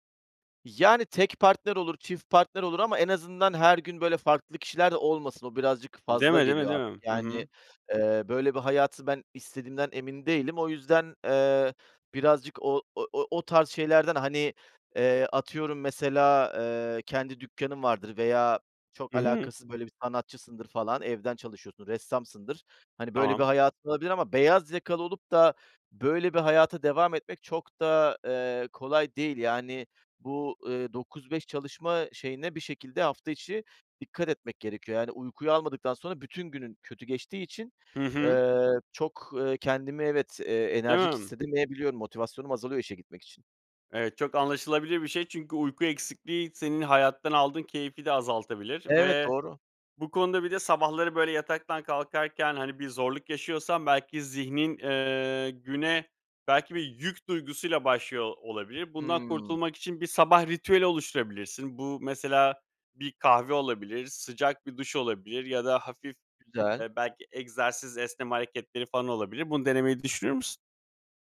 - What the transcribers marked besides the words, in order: tapping; other background noise
- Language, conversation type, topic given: Turkish, advice, Kronik yorgunluk nedeniyle her sabah işe gitmek istemem normal mi?